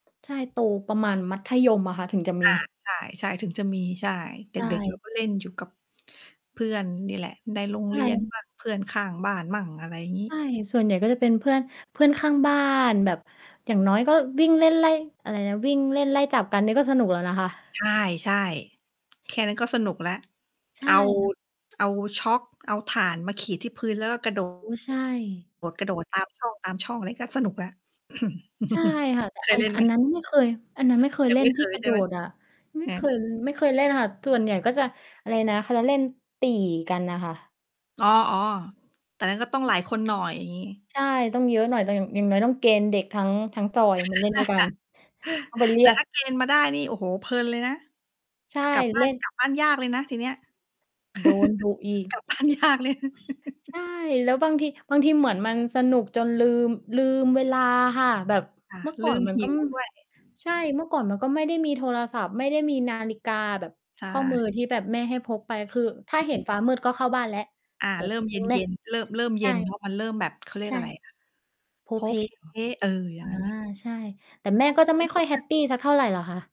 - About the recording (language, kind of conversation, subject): Thai, unstructured, ช่วงเวลาใดที่ทำให้คุณคิดถึงวัยเด็กมากที่สุด?
- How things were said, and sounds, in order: tapping; static; distorted speech; throat clearing; chuckle; laugh; chuckle; laughing while speaking: "กลับบ้านยากเลย"; chuckle; mechanical hum; unintelligible speech